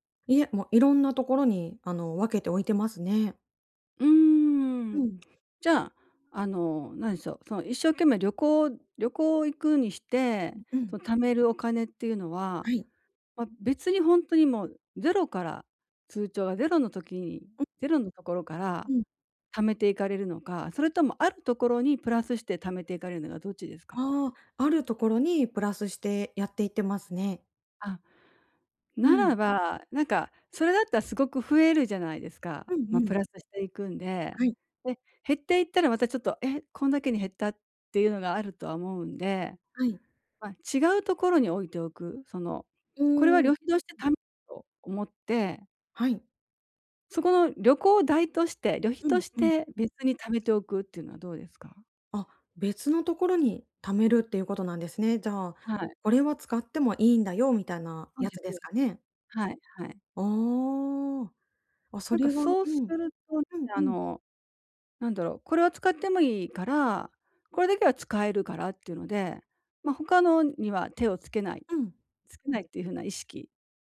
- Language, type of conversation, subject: Japanese, advice, 内面と行動のギャップをどうすれば埋められますか？
- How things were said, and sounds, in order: other noise